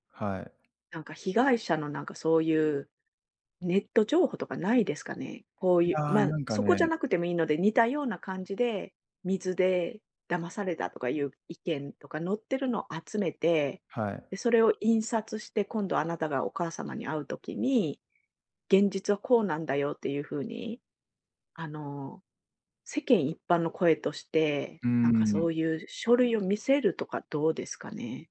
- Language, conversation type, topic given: Japanese, advice, 依存症や健康問題のあるご家族への対応をめぐって意見が割れている場合、今どのようなことが起きていますか？
- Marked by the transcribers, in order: none